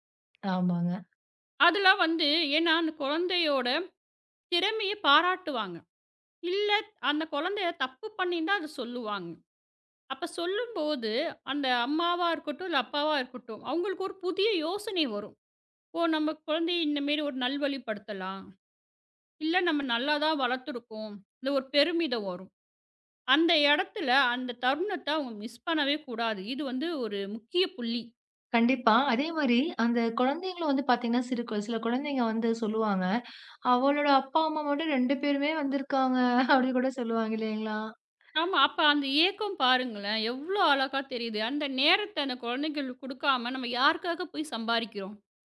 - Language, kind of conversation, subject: Tamil, podcast, பணம் அல்லது நேரம்—முதலில் எதற்கு முன்னுரிமை கொடுப்பீர்கள்?
- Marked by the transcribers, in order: in English: "மிஸ்"; tapping; laughing while speaking: "அப்டின்னு கூடச் சொல்லுவாங்க இல்லீங்களா?"; other background noise